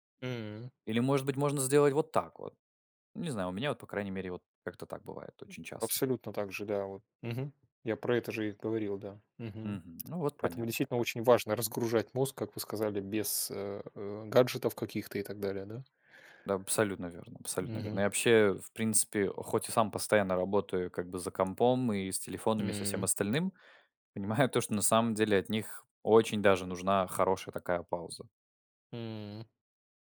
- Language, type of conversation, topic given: Russian, unstructured, Что помогает вам поднять настроение в трудные моменты?
- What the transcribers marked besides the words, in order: other background noise; tapping